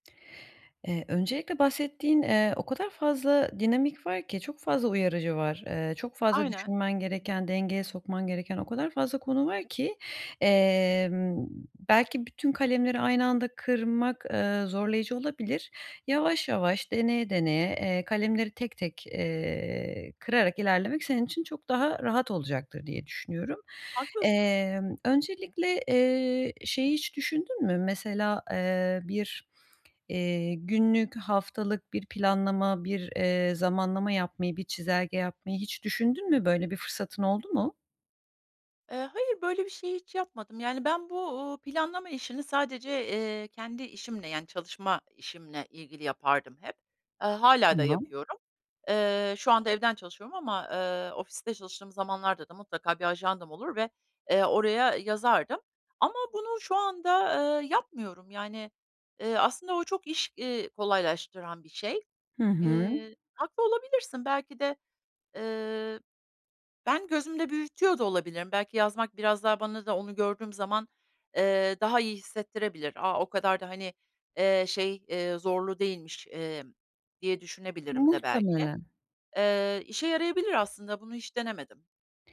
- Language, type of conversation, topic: Turkish, advice, Hafta sonları sosyal etkinliklerle dinlenme ve kişisel zamanımı nasıl daha iyi dengelerim?
- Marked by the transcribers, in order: none